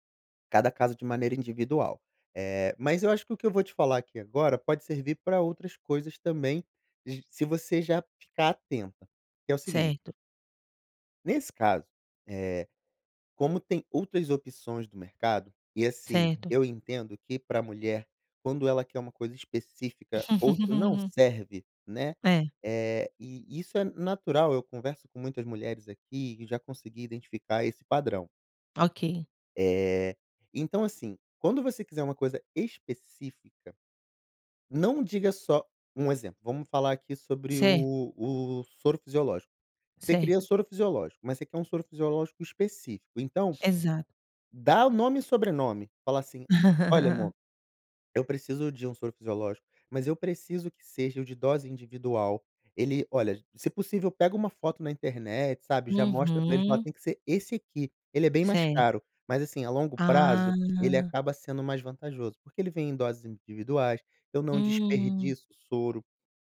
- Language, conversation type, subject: Portuguese, advice, Como posso expressar minhas necessidades emocionais ao meu parceiro com clareza?
- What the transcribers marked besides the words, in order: laugh; laugh